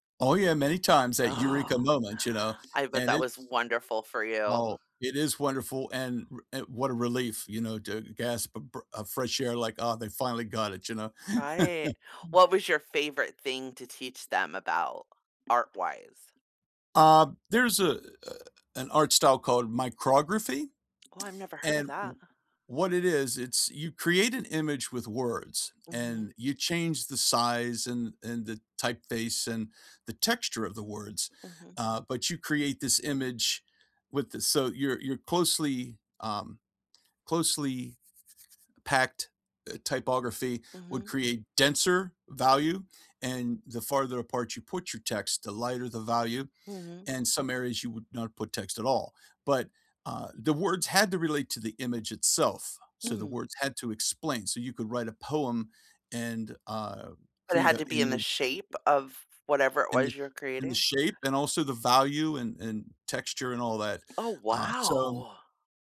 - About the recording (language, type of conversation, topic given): English, unstructured, What did school lunches and recess teach you about life and friendship?
- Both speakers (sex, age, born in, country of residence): female, 50-54, United States, United States; male, 50-54, United States, United States
- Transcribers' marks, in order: other background noise; laugh; tapping